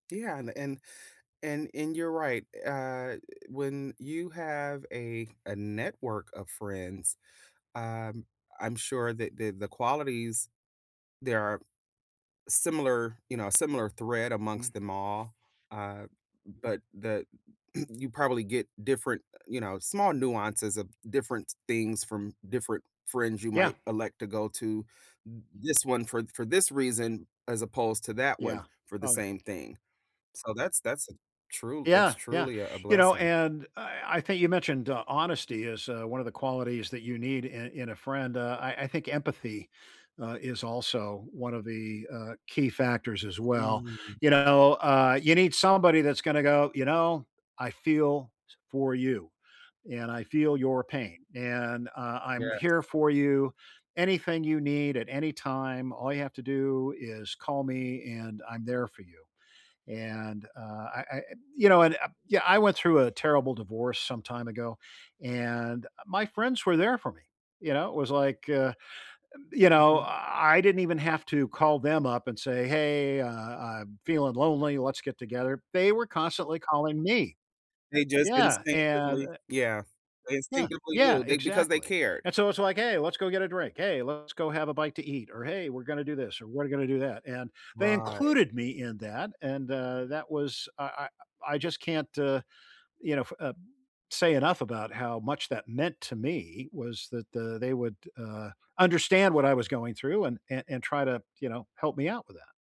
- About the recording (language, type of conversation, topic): English, unstructured, What qualities do you value most in a friend?
- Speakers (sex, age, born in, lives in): female, 50-54, United States, United States; male, 70-74, United States, United States
- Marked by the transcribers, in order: tapping; other background noise; throat clearing